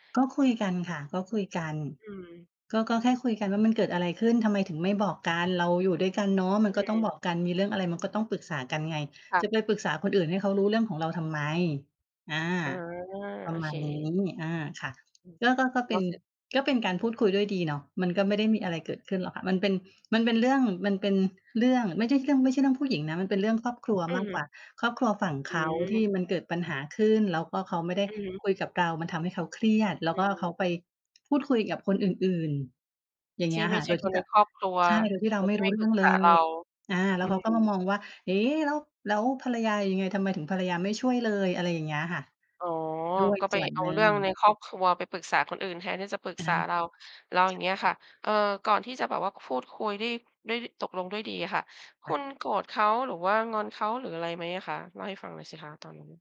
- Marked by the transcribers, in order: other background noise
- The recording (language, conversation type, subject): Thai, podcast, เวลาอยู่ด้วยกัน คุณเลือกคุยหรือเช็กโทรศัพท์มากกว่ากัน?